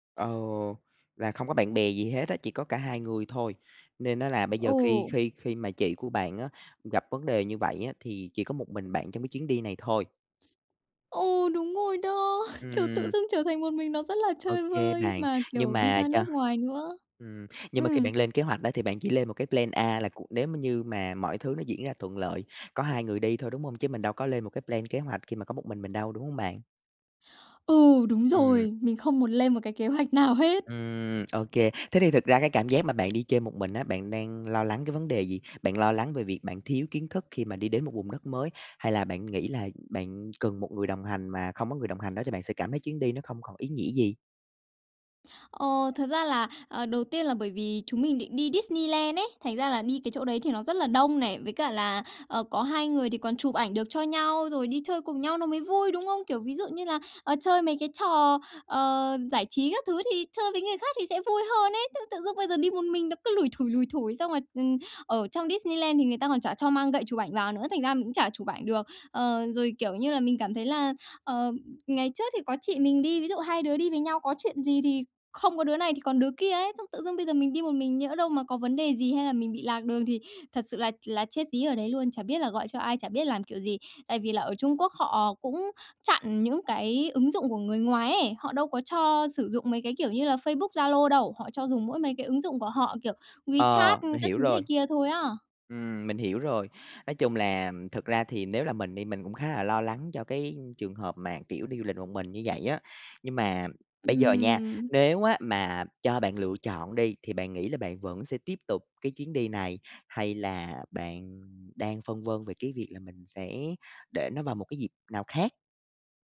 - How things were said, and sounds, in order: laughing while speaking: "đó"; tapping; in English: "plan"; in English: "plan"; other background noise
- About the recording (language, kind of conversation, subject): Vietnamese, advice, Tôi nên bắt đầu từ đâu khi gặp sự cố và phải thay đổi kế hoạch du lịch?